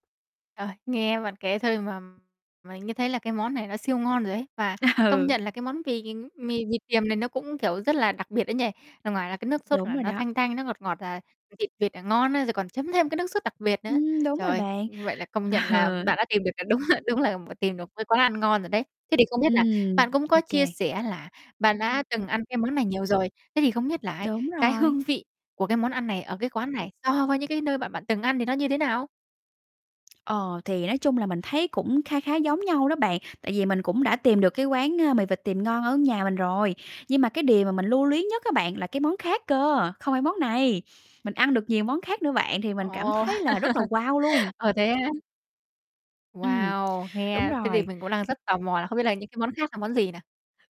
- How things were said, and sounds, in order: distorted speech; tapping; laughing while speaking: "Ừ"; other background noise; laughing while speaking: "ừ"; laughing while speaking: "đúng ha"; laugh
- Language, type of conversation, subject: Vietnamese, podcast, Bạn có thể kể về lần một người lạ dẫn bạn đến một quán ăn địa phương tuyệt vời không?